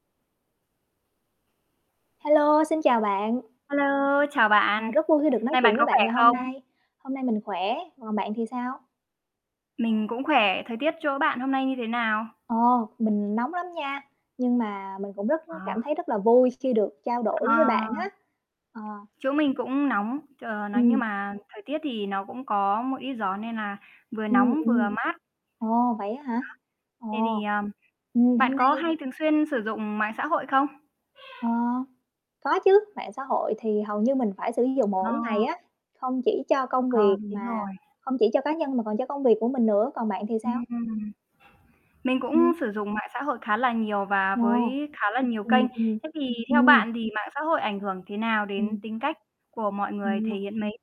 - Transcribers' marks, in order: static; tapping; other background noise; distorted speech; unintelligible speech
- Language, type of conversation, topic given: Vietnamese, unstructured, Theo bạn, mạng xã hội ảnh hưởng như thế nào đến cách mọi người thể hiện bản thân?
- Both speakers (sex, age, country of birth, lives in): female, 25-29, Vietnam, Vietnam; female, 55-59, Vietnam, Vietnam